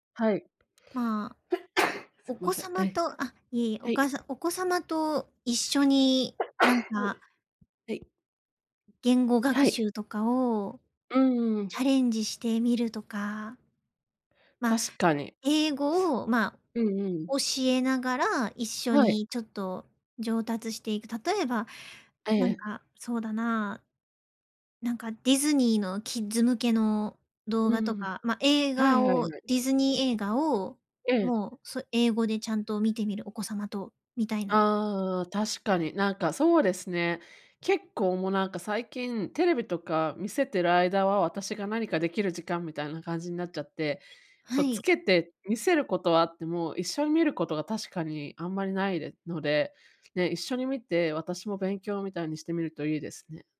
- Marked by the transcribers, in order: sneeze; other background noise; sneeze
- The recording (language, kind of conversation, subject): Japanese, advice, 日常会話でどうすればもっと自信を持って話せますか？